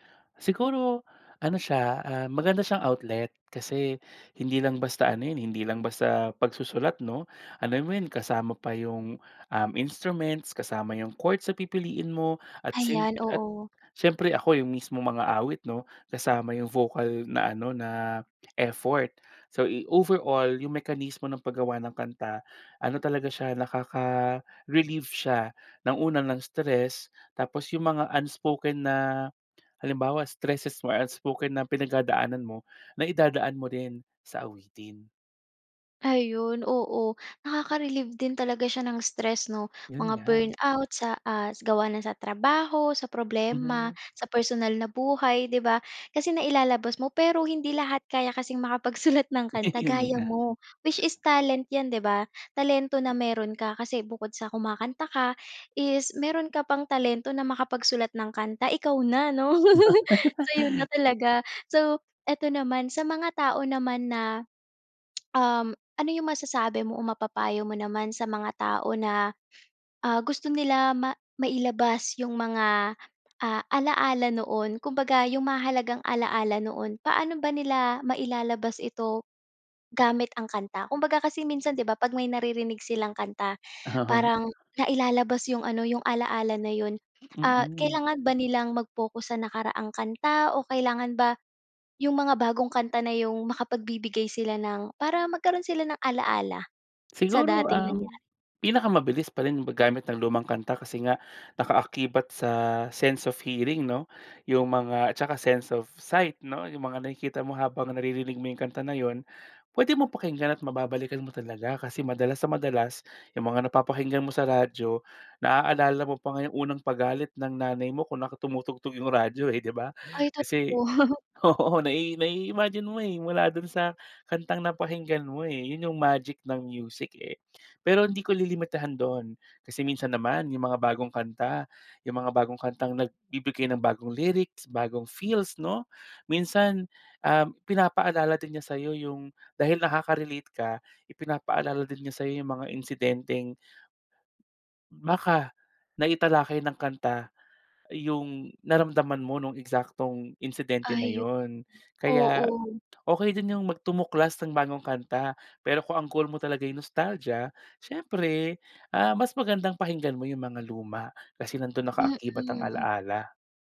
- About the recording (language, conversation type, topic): Filipino, podcast, May kanta ka bang may koneksyon sa isang mahalagang alaala?
- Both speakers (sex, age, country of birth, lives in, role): female, 25-29, Philippines, Philippines, host; male, 30-34, Philippines, Philippines, guest
- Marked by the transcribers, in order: background speech; wind; tongue click; in English: "unspoken"; other background noise; in English: "nakaka-relieve"; in English: "burn out"; gasp; laughing while speaking: "makapagsulat"; chuckle; gasp; laugh; giggle; tapping; in English: "sense of hearing"; in English: "sense of sight"; gasp; chuckle; in English: "nai nai-imagine"; in English: "nakaka-relate"; gasp; "Ayun" said as "ayu"; gasp; in English: "nostalgia"